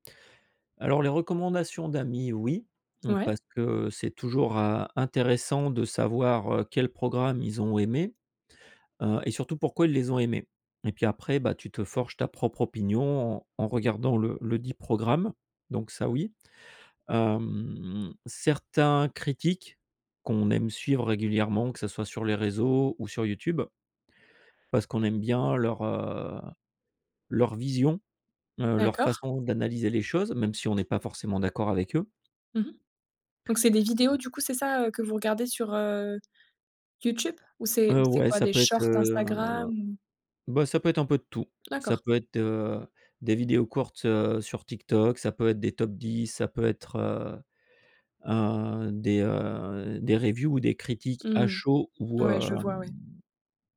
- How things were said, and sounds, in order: drawn out: "Hem"; in English: "shorts"; drawn out: "heu"; tapping; in English: "reviews"
- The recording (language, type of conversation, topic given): French, podcast, Comment choisis-tu un film à regarder maintenant ?